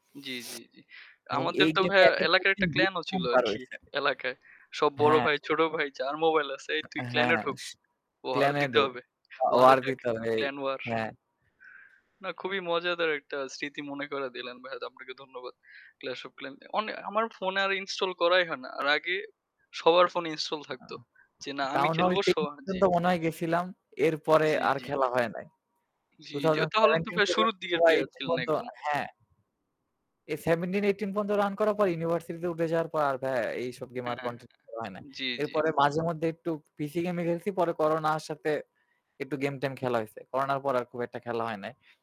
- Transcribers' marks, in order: distorted speech; unintelligible speech; laughing while speaking: "আরকি"; other background noise
- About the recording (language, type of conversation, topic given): Bengali, unstructured, মোবাইল গেম আর পিসি গেমের মধ্যে কোনটি আপনার কাছে বেশি উপভোগ্য?